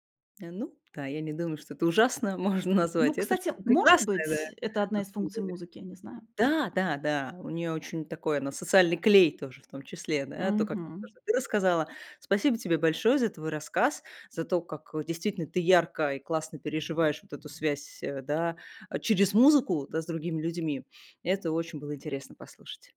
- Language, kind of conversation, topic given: Russian, podcast, Как музыка формирует твоё чувство принадлежности?
- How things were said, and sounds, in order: other background noise